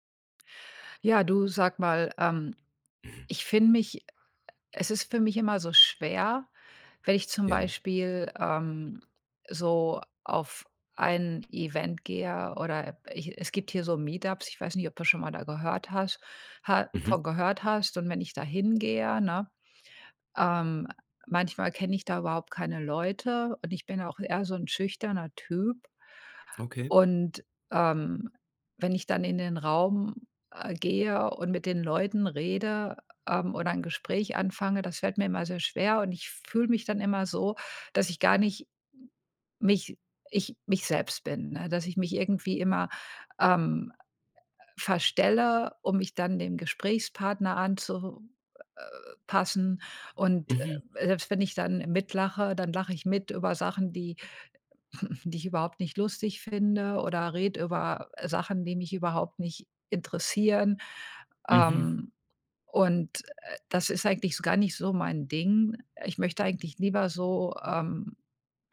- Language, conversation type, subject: German, advice, Wie fühlt es sich für dich an, dich in sozialen Situationen zu verstellen?
- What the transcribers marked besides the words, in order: other noise; in English: "Meetups"; chuckle